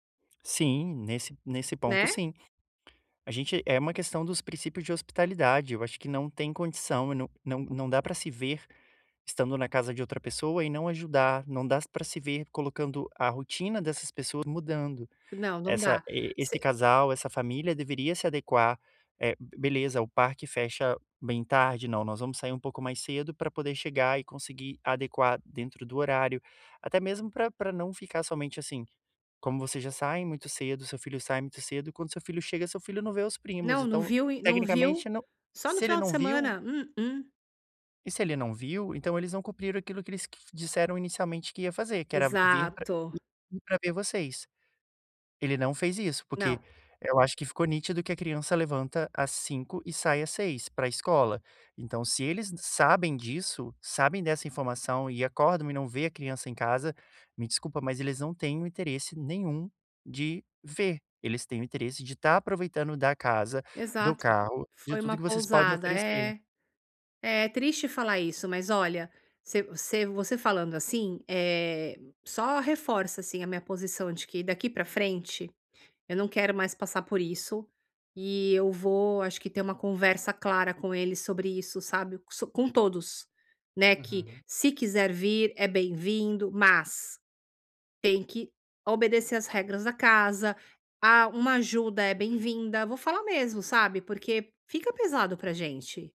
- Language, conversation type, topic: Portuguese, advice, Como posso falar com minha família sobre limites sem brigas?
- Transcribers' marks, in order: tapping; other noise; other background noise